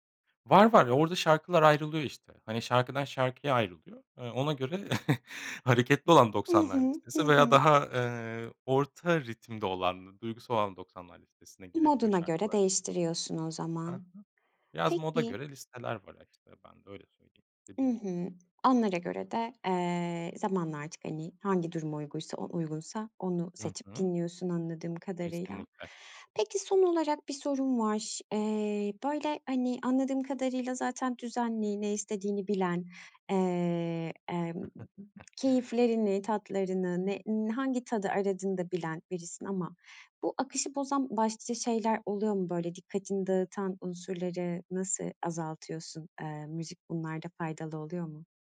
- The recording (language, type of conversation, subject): Turkish, podcast, Müzik, akışa girmeyi nasıl etkiliyor?
- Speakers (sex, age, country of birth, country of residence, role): female, 35-39, Turkey, Greece, host; male, 35-39, Turkey, Germany, guest
- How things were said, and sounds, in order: chuckle; other background noise; tapping; chuckle